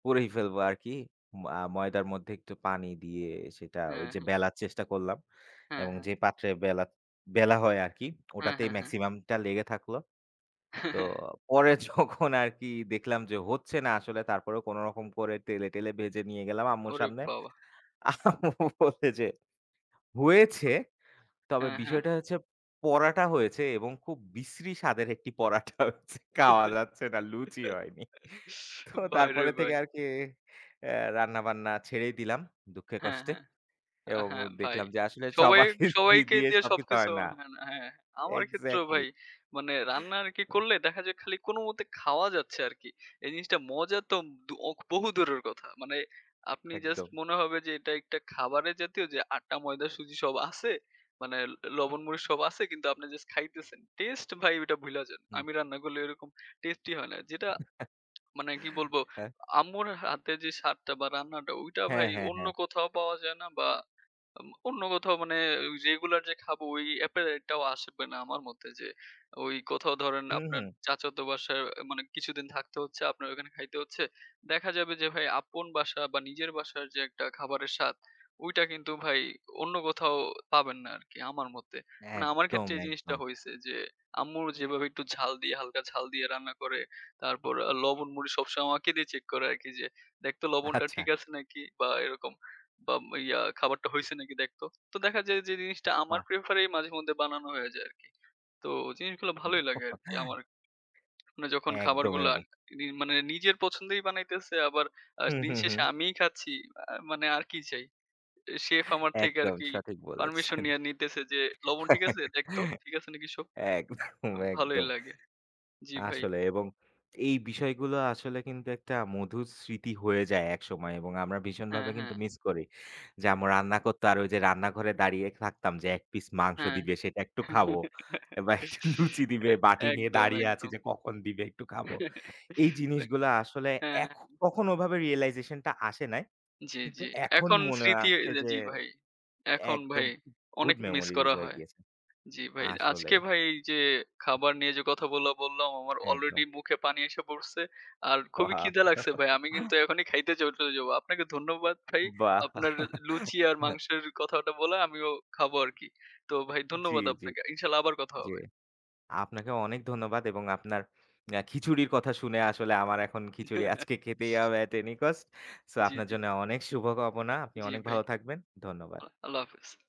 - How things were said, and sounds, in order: laugh; laughing while speaking: "যখন"; laughing while speaking: "আম্মু বলে যে"; giggle; laughing while speaking: "পরাটা হয়েছে। খাওয়া যাচ্ছে না, লুচি হয়নি"; laughing while speaking: "সবাইকে দিয়ে সবকিছু হয় না"; in English: "exactly"; laugh; laugh; lip smack; in English: "appetite"; in English: "প্রেফার"; chuckle; unintelligible speech; laugh; laughing while speaking: "একদম, একদম"; laughing while speaking: "বা একটু লুচি দিবে বাটি … দিবে একটু খাবো"; giggle; laugh; in English: "realisation"; in English: "good memories"; giggle; giggle; laugh; in English: "at any cost"
- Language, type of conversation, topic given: Bengali, unstructured, আপনার সবচেয়ে প্রিয় বাংলাদেশি খাবার কোনটি?